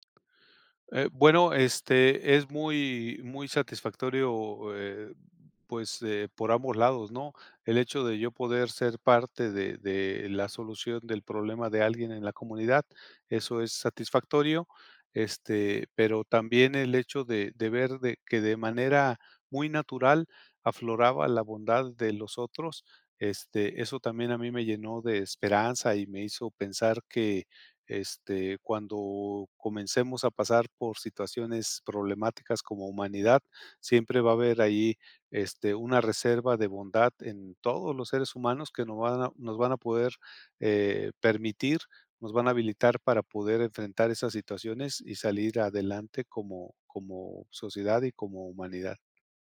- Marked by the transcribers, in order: tapping
- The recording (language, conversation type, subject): Spanish, podcast, ¿Cuál fue tu encuentro más claro con la bondad humana?